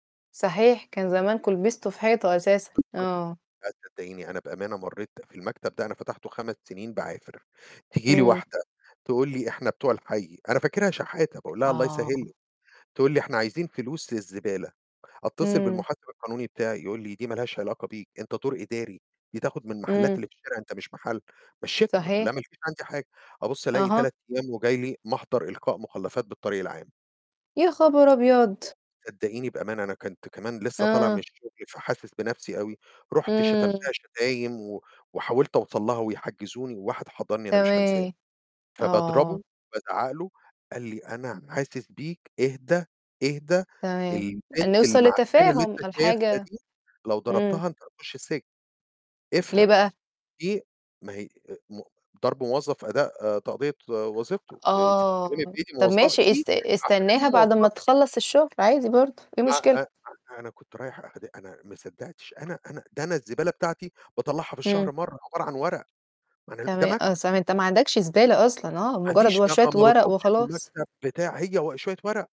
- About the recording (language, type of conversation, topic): Arabic, unstructured, إيه أهمية إن يبقى عندنا صندوق طوارئ مالي؟
- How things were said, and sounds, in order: other noise; distorted speech; tapping; unintelligible speech